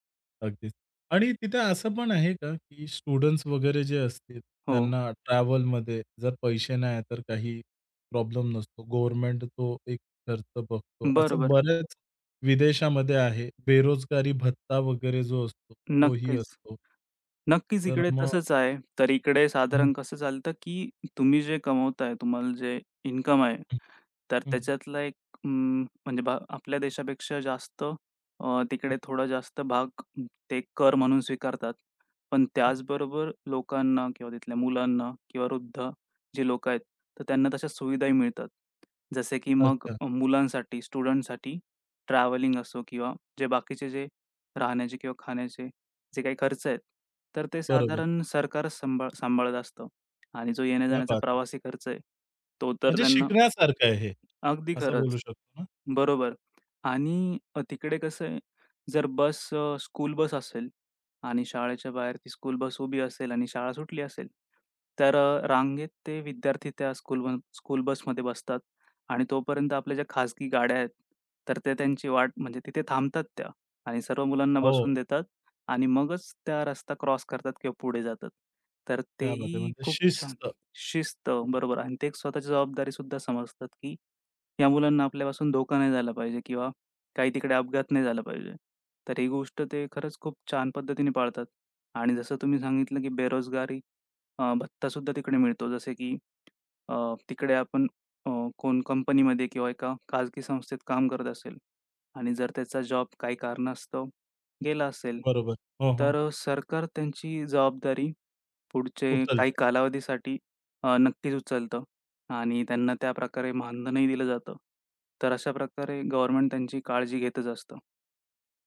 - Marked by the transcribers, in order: in English: "स्टुडंट्स"; other background noise; tapping; in English: "स्टुडंट्ससाठी"; in Hindi: "क्या बात है!"; in English: "स्कूल"; in English: "स्कूल"; in English: "स्कूल"; in English: "स्कूल"; in Hindi: "क्या बात है!"
- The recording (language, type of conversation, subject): Marathi, podcast, परदेशात लोकांकडून तुम्हाला काय शिकायला मिळालं?